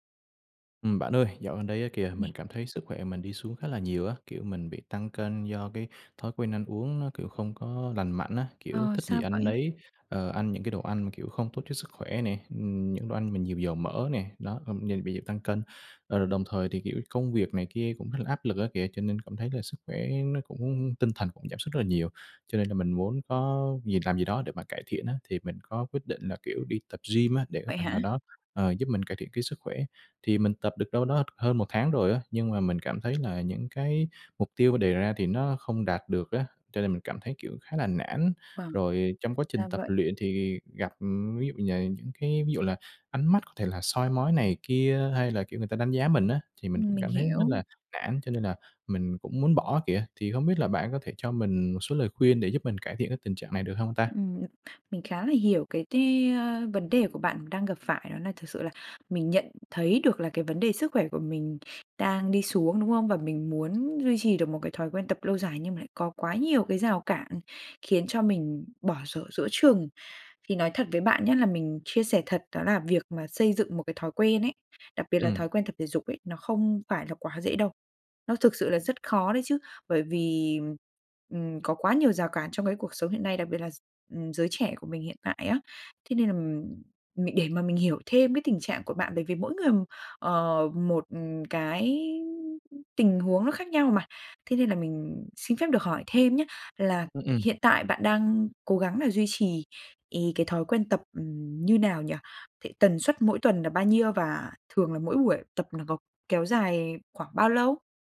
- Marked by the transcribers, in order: tapping; "duy" said as "ruy"
- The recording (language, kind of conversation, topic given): Vietnamese, advice, Làm thế nào để duy trì thói quen tập luyện lâu dài khi tôi hay bỏ giữa chừng?